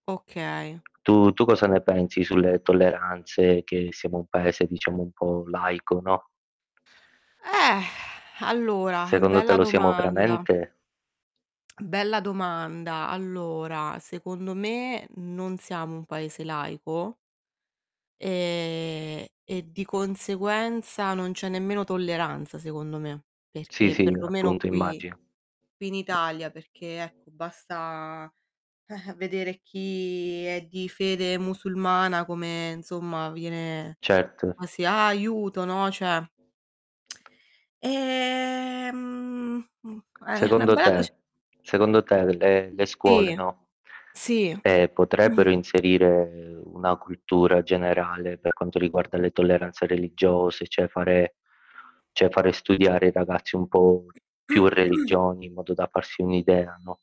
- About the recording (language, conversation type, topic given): Italian, unstructured, Come si può promuovere la tolleranza religiosa?
- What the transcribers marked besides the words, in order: tapping; mechanical hum; static; exhale; lip smack; other background noise; drawn out: "E"; lip smack; drawn out: "ehm"; unintelligible speech; "sì" said as "tì"; "cioè" said as "ceh"; "cioè" said as "ceh"; throat clearing